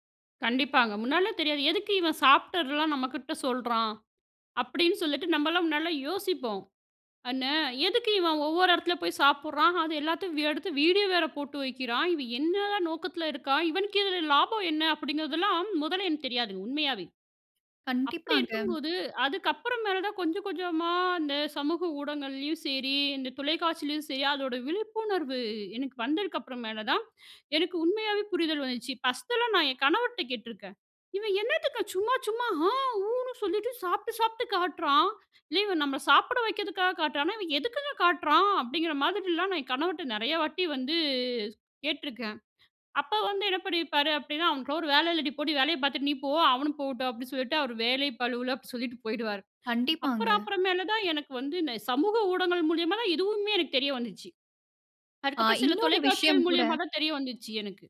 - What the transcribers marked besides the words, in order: "ஆனா" said as "அன்ன"; other background noise; "ஊடகங்கள்லயும்" said as "ஊடங்கள்லயும்"; "வந்ததற்கு" said as "வந்தற்கு"; "என்னத்துக்குங்க" said as "என்னதுக்க"; drawn out: "வந்து"; laughing while speaking: "அவரு வேலை பளுவுல அப்டி சொல்லிட்டு போயிடுவாரு"; inhale; background speech
- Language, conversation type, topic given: Tamil, podcast, ஒரு உள்ளடக்க உருவாக்குநரின் மனநலத்தைப் பற்றி நாம் எவ்வளவு வரை கவலைப்பட வேண்டும்?